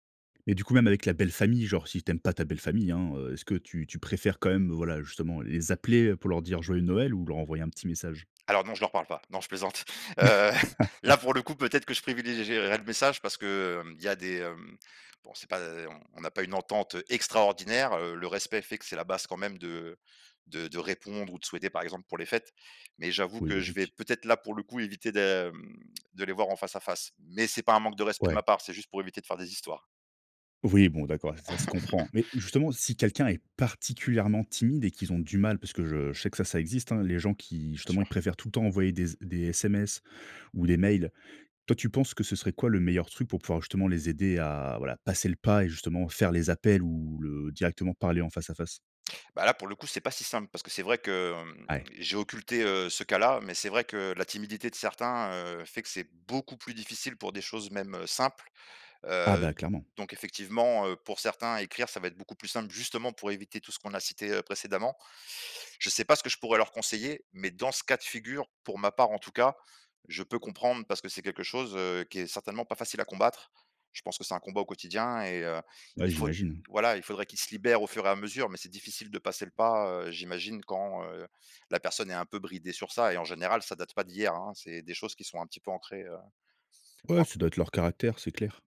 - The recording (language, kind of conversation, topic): French, podcast, Préférez-vous les messages écrits ou une conversation en face à face ?
- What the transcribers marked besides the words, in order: laugh; chuckle; laugh; stressed: "simples"